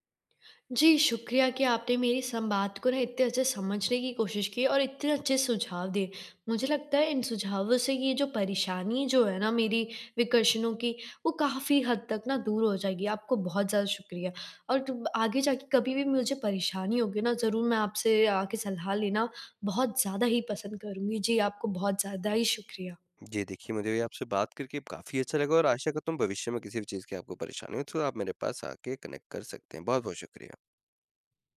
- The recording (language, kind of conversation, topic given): Hindi, advice, बाहरी विकर्षणों से निपटने के लिए मुझे क्या बदलाव करने चाहिए?
- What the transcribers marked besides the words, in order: in English: "कनेक्ट"